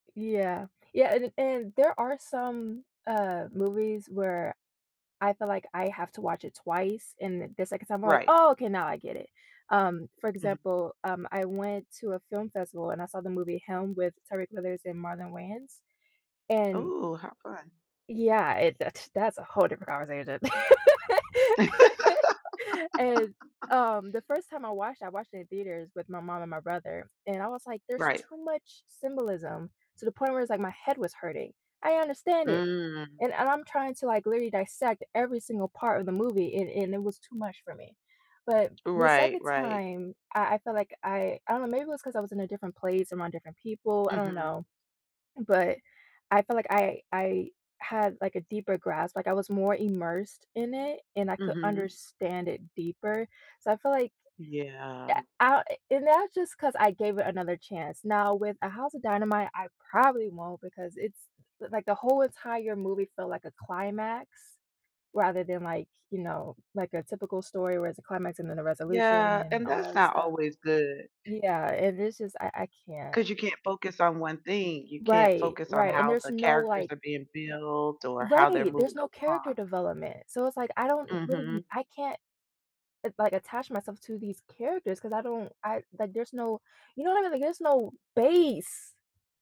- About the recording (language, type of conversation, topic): English, unstructured, How do you feel about movies that raise more questions than they answer, and which film kept you thinking for days?
- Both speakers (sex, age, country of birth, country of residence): female, 20-24, United States, United States; female, 50-54, United States, United States
- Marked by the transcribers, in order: other background noise; distorted speech; other noise; laugh; background speech; tapping; static; stressed: "base"